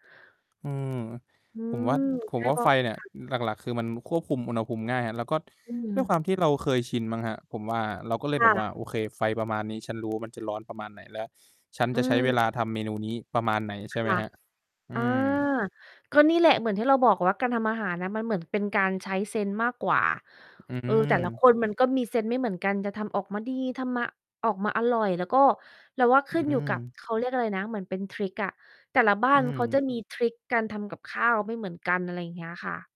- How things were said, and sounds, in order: tapping; mechanical hum; distorted speech
- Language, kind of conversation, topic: Thai, unstructured, คุณคิดว่าการเรียนรู้ทำอาหารมีประโยชน์กับชีวิตอย่างไร?